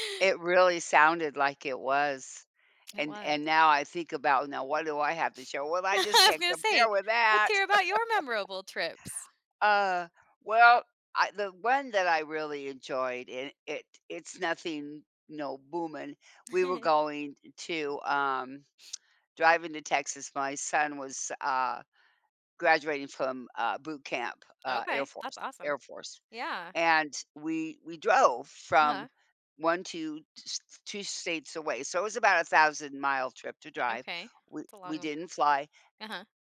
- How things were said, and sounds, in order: chuckle; chuckle; chuckle
- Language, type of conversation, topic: English, unstructured, What experiences or moments turn an ordinary trip into something unforgettable?
- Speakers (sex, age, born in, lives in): female, 35-39, United States, United States; female, 75-79, United States, United States